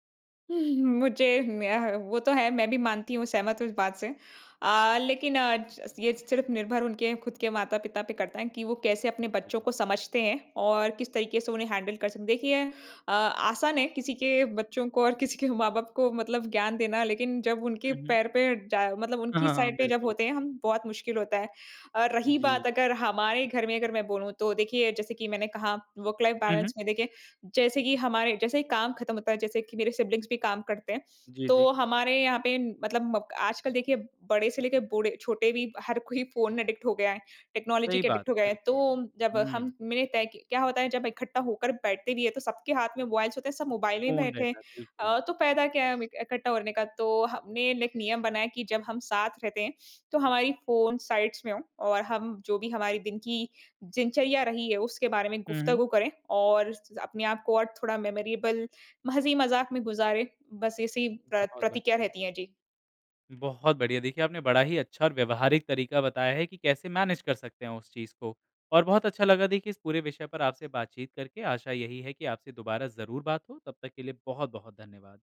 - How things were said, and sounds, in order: chuckle; in English: "हैंडल"; in English: "साइड"; in English: "वर्क लाइफ़ बैलेंस"; in English: "सिबलिंग्स"; in English: "एडिक्ट"; in English: "टेक्नोलॉजी"; in English: "एडिक्ट"; in English: "मोबाइल्स"; other background noise; in English: "मेन"; in English: "साइड्स"; in English: "मेमोरेबल"; in English: "मैनेज"
- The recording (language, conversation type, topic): Hindi, podcast, कार्य और निजी जीवन में संतुलन बनाने में तकनीक कैसे मदद करती है या परेशानी खड़ी करती है?